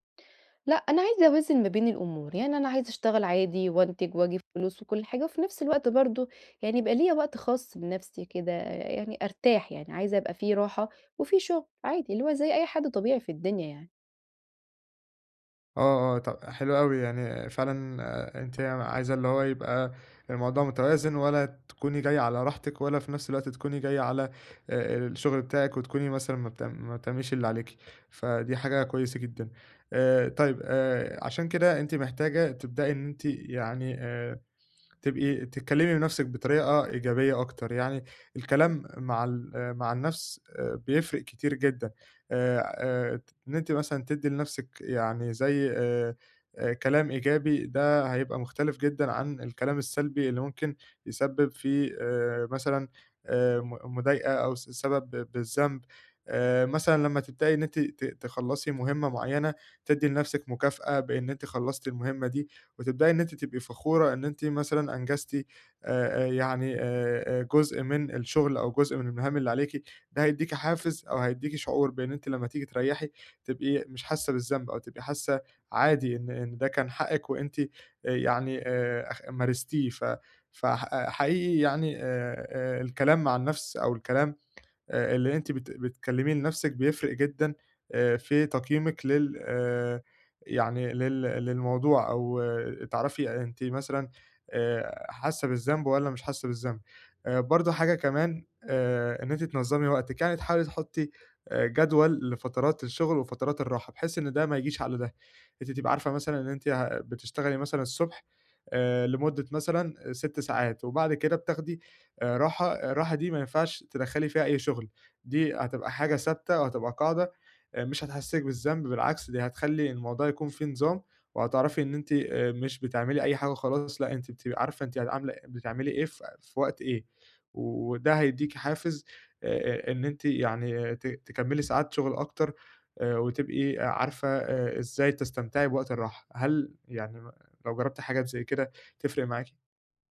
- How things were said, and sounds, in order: other background noise; unintelligible speech
- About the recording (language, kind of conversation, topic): Arabic, advice, إزاي أبطل أحس بالذنب لما أخصص وقت للترفيه؟